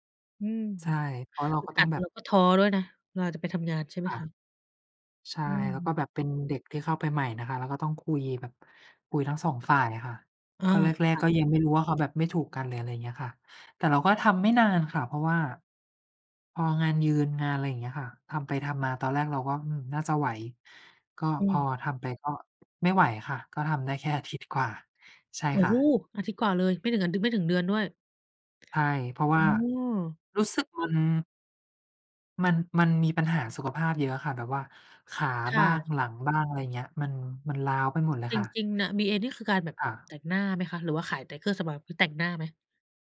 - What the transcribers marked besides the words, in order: none
- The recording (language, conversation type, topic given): Thai, unstructured, คุณเคยรู้สึกท้อแท้กับงานไหม และจัดการกับความรู้สึกนั้นอย่างไร?